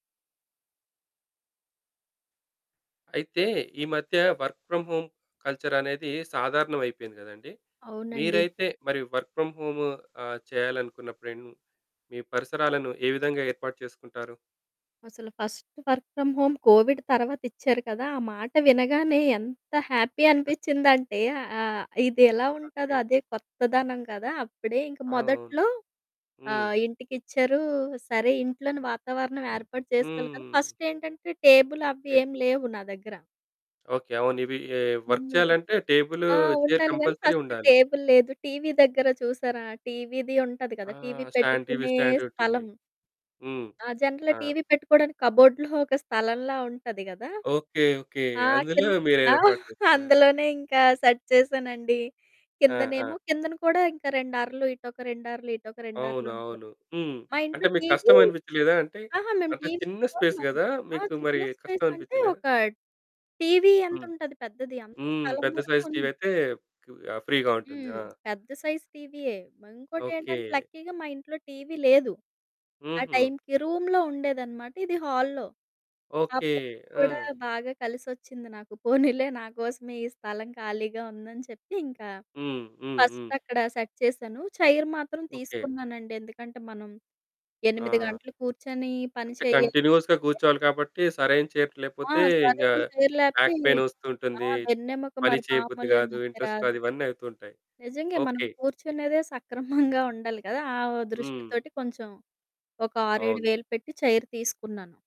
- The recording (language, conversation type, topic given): Telugu, podcast, మీ ఇంట్లో పనికి సరిపోయే స్థలాన్ని మీరు శ్రద్ధగా ఎలా సర్దుబాటు చేసుకుంటారు?
- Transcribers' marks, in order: in English: "వర్క్ ఫ్రామ్ హోమ్"; static; in English: "వర్క్ ఫ్రమ్"; in English: "ఫస్ట్ వర్క్ ఫ్రమ్ హోమ్ కోవిడ్"; in English: "హ్యాపీ"; chuckle; in English: "టేబుల్"; in English: "వర్క్"; in English: "చైర్ కంపల్సరీ"; in English: "ఫస్ట్ టేబుల్"; in English: "స్టాండ్"; in English: "జనరల్‌గా"; in English: "కప్‌బోర్డు‌లో"; chuckle; other background noise; in English: "సెట్"; in English: "స్పేస్"; in English: "స్పేస్"; in English: "సైజ్"; in English: "ఫ్రీగా"; in English: "లక్కీగా"; in English: "రూమ్‌లో"; in English: "హాల్‌లో"; distorted speech; in English: "ప్లేస్"; chuckle; in English: "ఫస్ట్"; in English: "సెట్"; in English: "చైర్"; in English: "కంటిన్యూయస్‌గా"; in English: "చైర్"; in English: "చైర్"; in English: "బాక్"; in English: "ఇంట్రెస్ట్"; chuckle; in English: "చైర్"